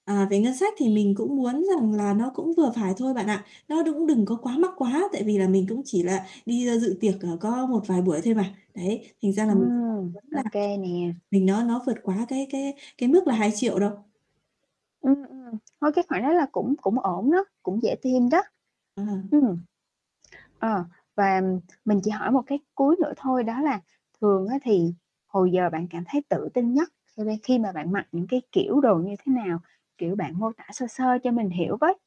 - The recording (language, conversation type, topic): Vietnamese, advice, Bạn có thể giúp mình chọn trang phục phù hợp cho sự kiện sắp tới được không?
- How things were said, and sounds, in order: static; other background noise; distorted speech; tapping